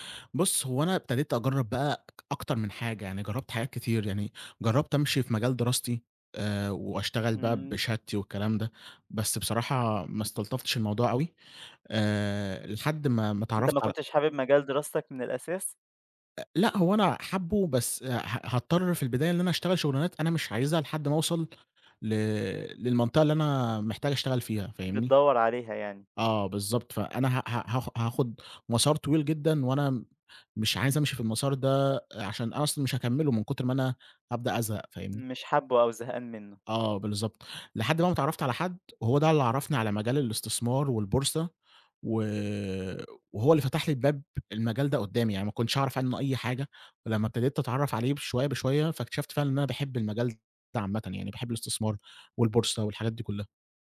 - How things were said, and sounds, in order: none
- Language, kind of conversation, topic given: Arabic, podcast, إزاي بدأت مشروع الشغف بتاعك؟